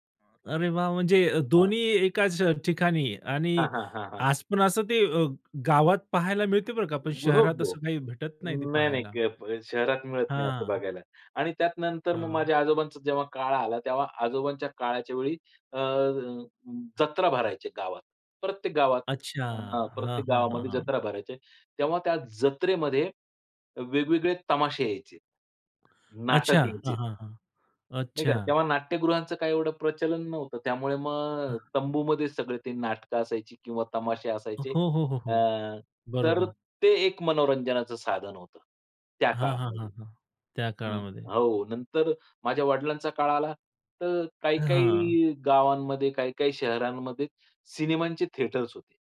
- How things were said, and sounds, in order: other background noise; tapping; other noise; in English: "थिएटर्स"
- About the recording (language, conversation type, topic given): Marathi, podcast, घरातल्या वेगवेगळ्या पिढ्यांमध्ये मनोरंजनाची आवड कशी बदलते?